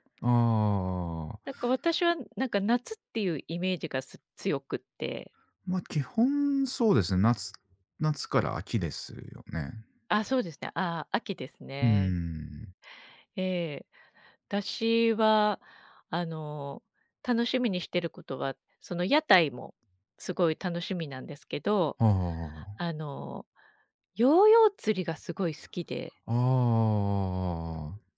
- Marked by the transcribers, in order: none
- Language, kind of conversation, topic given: Japanese, unstructured, お祭りに行くと、どんな気持ちになりますか？